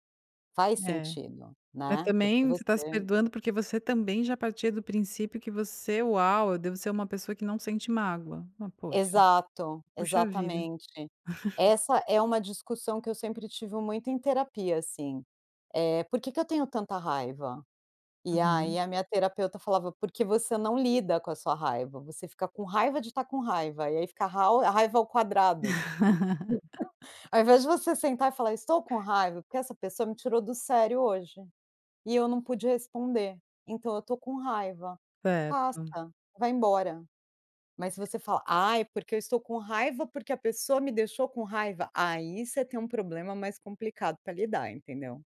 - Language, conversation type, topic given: Portuguese, podcast, O que te ajuda a se perdoar?
- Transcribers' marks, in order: giggle; giggle; laugh